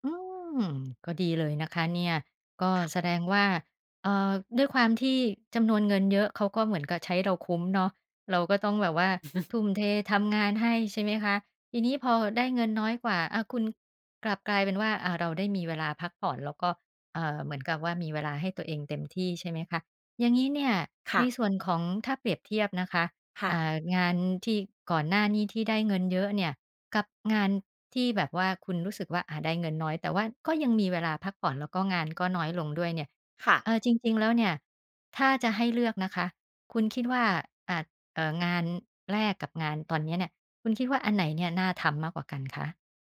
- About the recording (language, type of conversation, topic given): Thai, podcast, งานที่ทำแล้วไม่เครียดแต่ได้เงินน้อยนับเป็นความสำเร็จไหม?
- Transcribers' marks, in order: chuckle